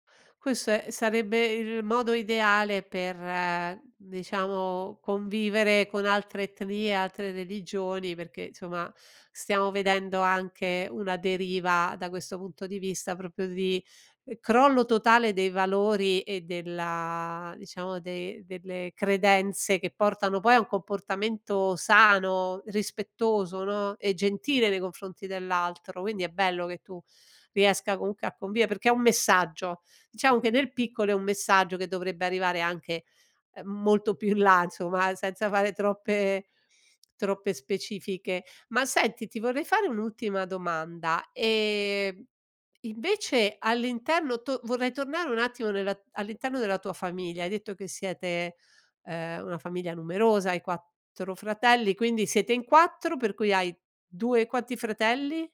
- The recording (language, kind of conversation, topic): Italian, podcast, Cosa fai quando i tuoi valori entrano in conflitto tra loro?
- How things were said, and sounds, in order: "proprio" said as "propio"; "convivere" said as "convie"; "insomma" said as "inzoma"